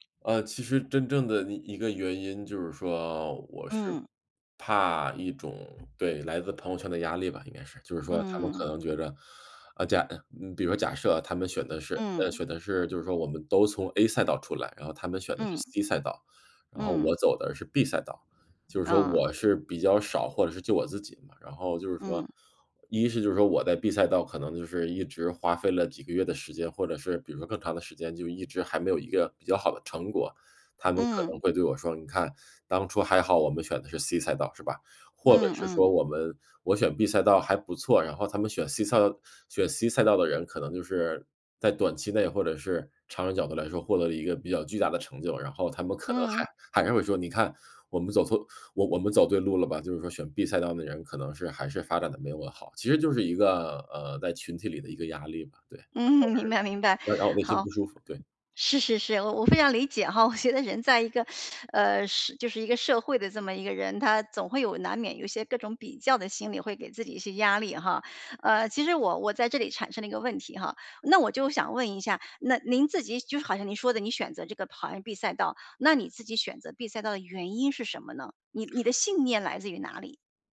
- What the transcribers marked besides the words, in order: other background noise; laughing while speaking: "嗯，明白 明白"; laughing while speaking: "我觉得"; teeth sucking
- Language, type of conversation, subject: Chinese, advice, 我该如何在群体压力下坚持自己的信念？